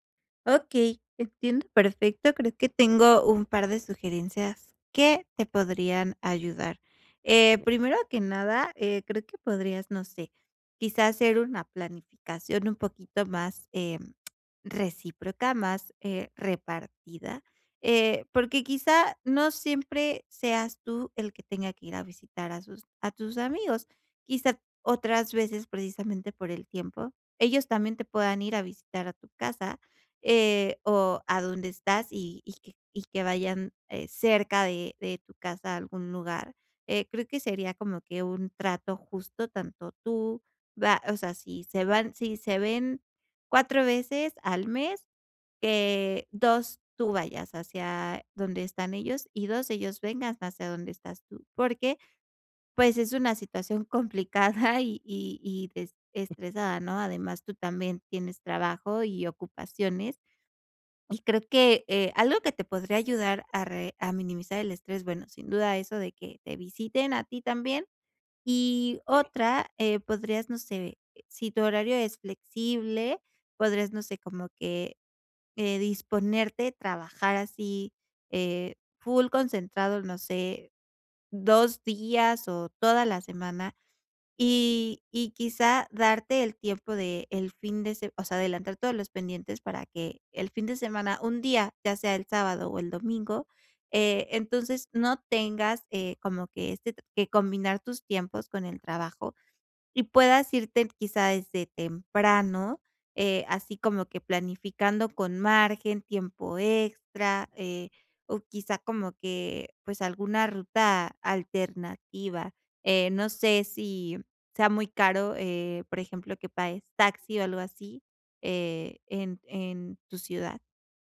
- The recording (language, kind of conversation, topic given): Spanish, advice, ¿Cómo puedo reducir el estrés durante los desplazamientos y las conexiones?
- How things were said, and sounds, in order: other noise; laughing while speaking: "complicada"; other background noise